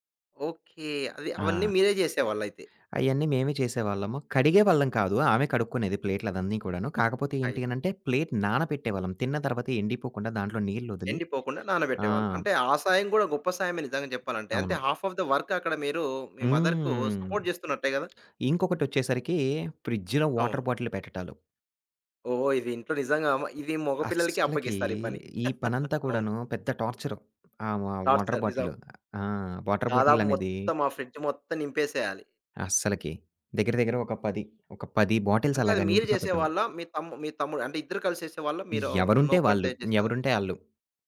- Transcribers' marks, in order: in English: "హాఫ్ ఆఫ్ ద వర్క్"; in English: "మదర్‌కు సపోర్ట్"; other background noise; in English: "ఫ్రిడ్జ్‌లో వాటర్ బాటిల్"; chuckle; tapping; in English: "వ వాటర్ బాటిల్"; in English: "టార్చర్"; in English: "వాటర్ బాటిల్"; in English: "ఫ్రిడ్జ్"; in English: "బాటిల్స్"
- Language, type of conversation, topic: Telugu, podcast, ఇంటి పనులు మరియు ఉద్యోగ పనులను ఎలా సమతుల్యంగా నడిపిస్తారు?